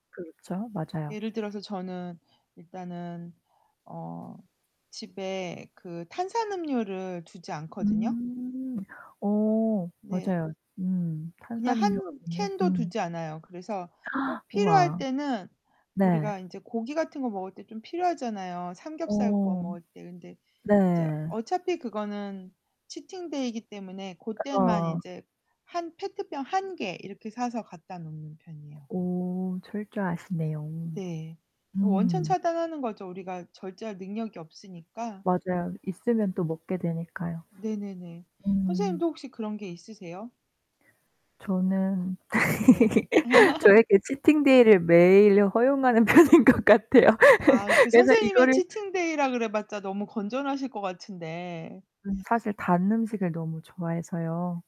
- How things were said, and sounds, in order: tapping; gasp; distorted speech; laugh; laughing while speaking: "편인 것 같아요"
- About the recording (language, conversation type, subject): Korean, unstructured, 건강한 식습관을 꾸준히 유지하려면 어떻게 해야 할까요?